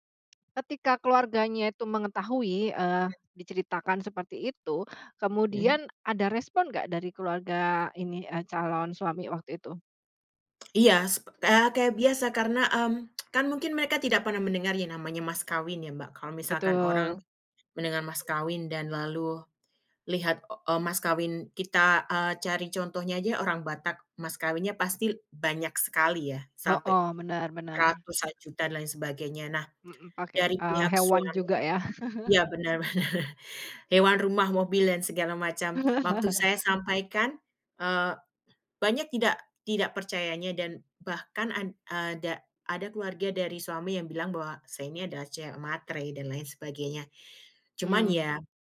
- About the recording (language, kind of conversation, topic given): Indonesian, podcast, Pernahkah kamu merasa terombang-ambing di antara dua budaya?
- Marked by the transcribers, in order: tsk; laugh; laughing while speaking: "bener bener"; tapping; chuckle